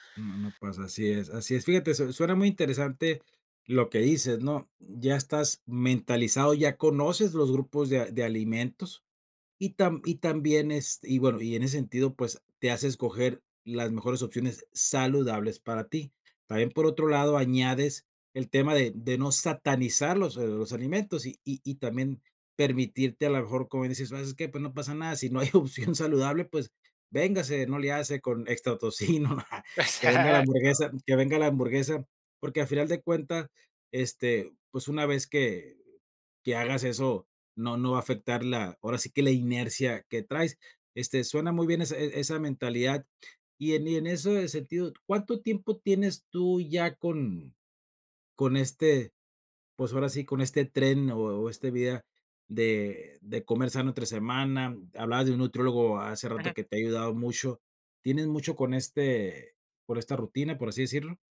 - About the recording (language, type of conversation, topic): Spanish, podcast, ¿Cómo organizas tus comidas para comer sano entre semana?
- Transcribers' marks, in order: laughing while speaking: "no hay opción"; laughing while speaking: "Exacto"; chuckle; tapping